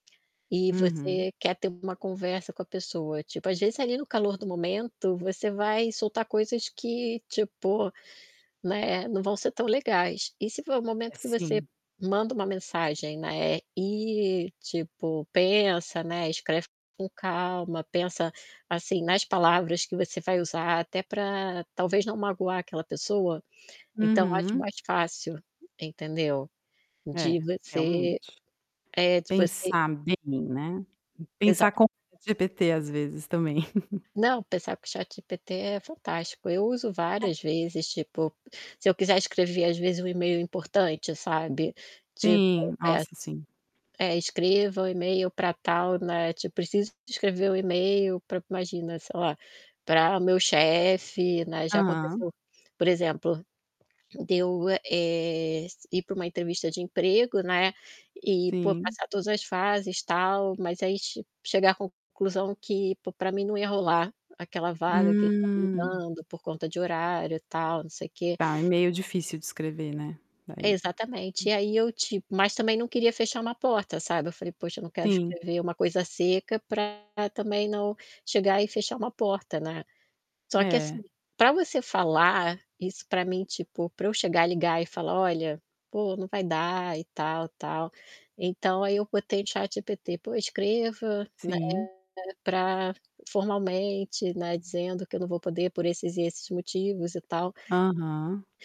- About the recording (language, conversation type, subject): Portuguese, podcast, Como você prefere se comunicar online: por texto, por áudio ou por vídeo, e por quê?
- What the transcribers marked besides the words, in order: distorted speech; other background noise; chuckle; laugh; drawn out: "Hum"; static